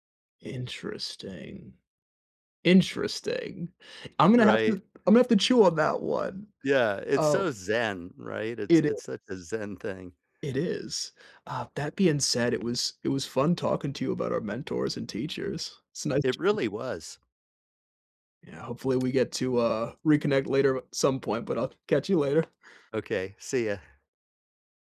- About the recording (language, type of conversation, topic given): English, unstructured, Who is a teacher or mentor who has made a big impact on you?
- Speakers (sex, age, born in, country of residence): male, 30-34, United States, United States; male, 60-64, United States, United States
- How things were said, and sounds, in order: tapping